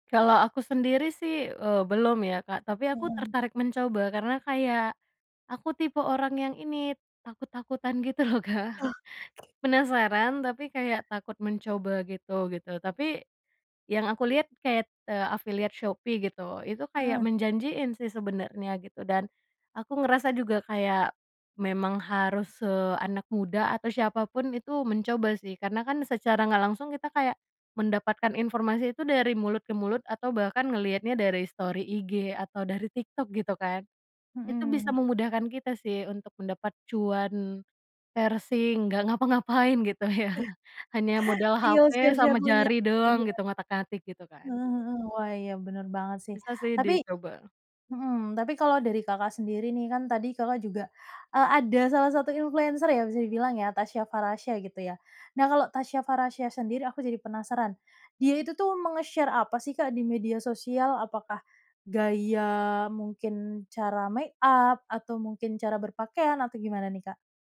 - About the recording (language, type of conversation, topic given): Indonesian, podcast, Gimana peran media sosial dalam gaya dan ekspresimu?
- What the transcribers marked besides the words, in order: laughing while speaking: "loh, Kak"; other background noise; in English: "affiliate"; in English: "story"; in English: "parsing"; laughing while speaking: "gitu ya"; in English: "share-share link-nya"; in English: "menge-share"